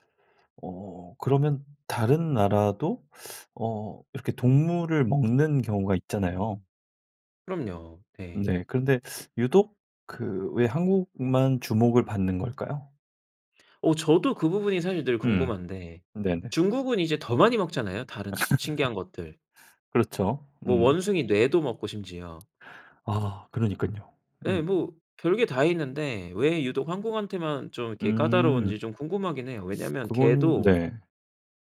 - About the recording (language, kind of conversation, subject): Korean, podcast, 네 문화에 대해 사람들이 오해하는 점은 무엇인가요?
- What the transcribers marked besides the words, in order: laugh; tapping